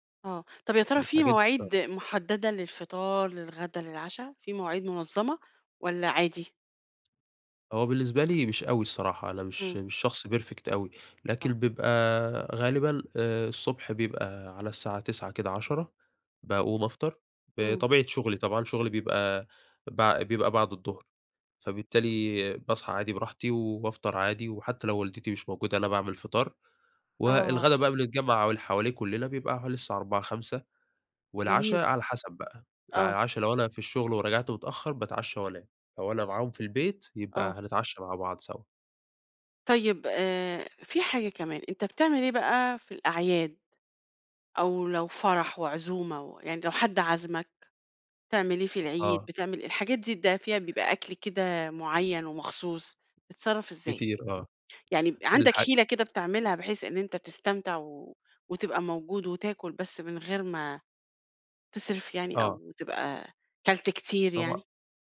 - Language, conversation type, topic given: Arabic, podcast, كيف بتاكل أكل صحي من غير ما تجوّع نفسك؟
- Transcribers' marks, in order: tapping; in English: "perfect"